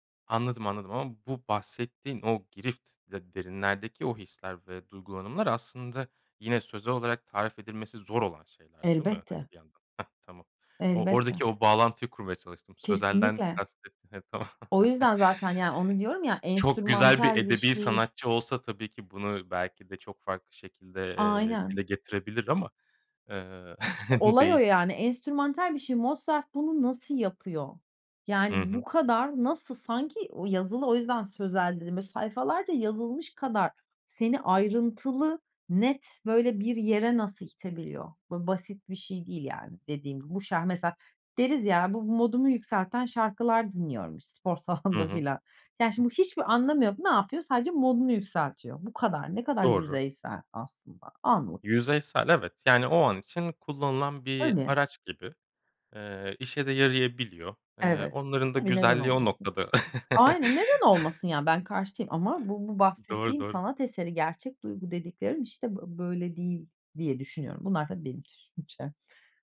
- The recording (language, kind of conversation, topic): Turkish, podcast, Bir eserde gerçek duyguyu nasıl yakalarsın?
- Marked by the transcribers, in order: chuckle; chuckle; other background noise; chuckle; tapping